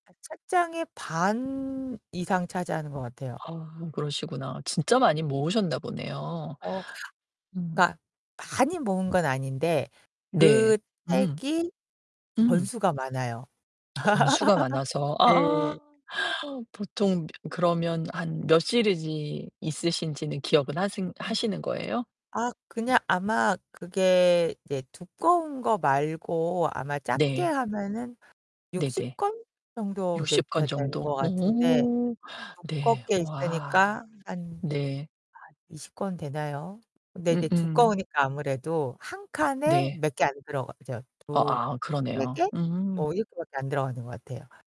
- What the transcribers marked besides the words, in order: distorted speech; other background noise; laugh; gasp
- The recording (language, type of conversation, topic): Korean, advice, 기념품이나 추억이 담긴 물건을 버리기 미안한데 집이 비좁을 때 어떻게 정리하면 좋을까요?